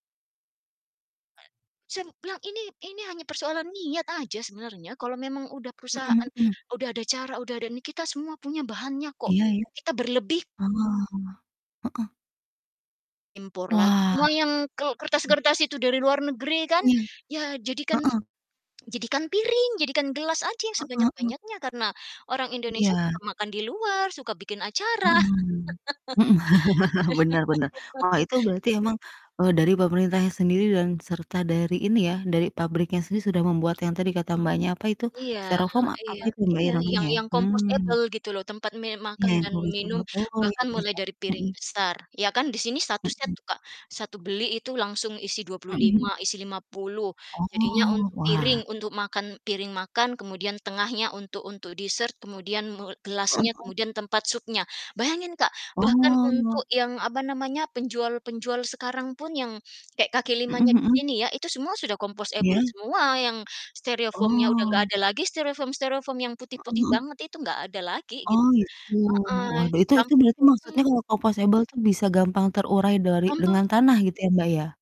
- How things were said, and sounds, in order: other background noise; tapping; static; distorted speech; tsk; laugh; laugh; in English: "compostable"; in English: "composable"; in English: "dessert"; in English: "compostable"; in English: "composable"
- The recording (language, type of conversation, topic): Indonesian, unstructured, Apa yang bisa kita lakukan untuk mengurangi sampah plastik?